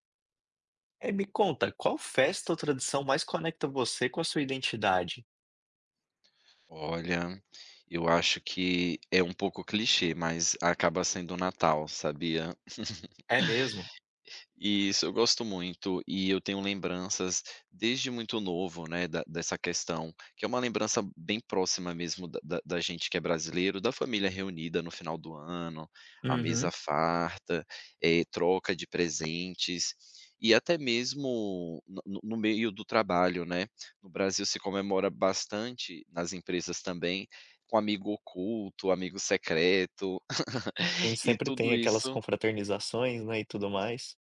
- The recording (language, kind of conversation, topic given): Portuguese, podcast, Qual festa ou tradição mais conecta você à sua identidade?
- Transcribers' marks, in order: chuckle; chuckle